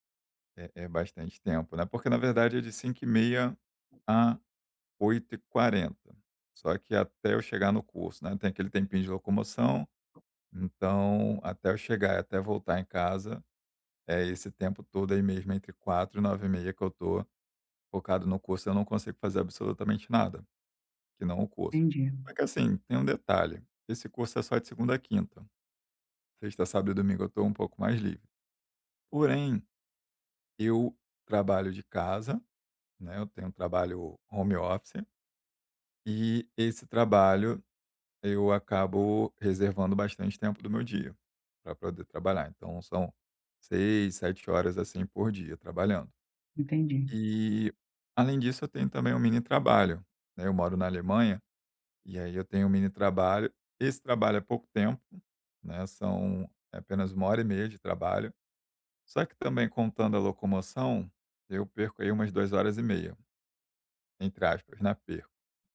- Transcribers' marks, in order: other background noise; tapping
- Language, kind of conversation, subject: Portuguese, advice, Como posso criar uma rotina de lazer de que eu goste?